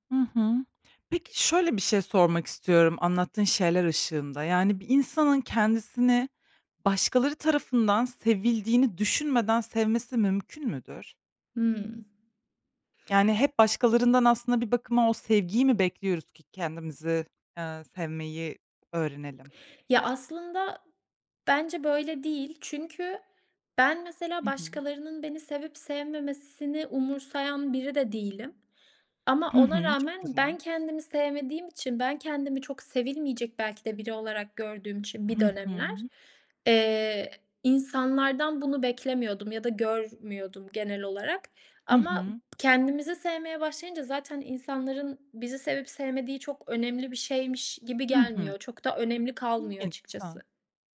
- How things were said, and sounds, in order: other background noise; tapping
- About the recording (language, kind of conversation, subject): Turkish, podcast, Kendine güvenini nasıl inşa ettin?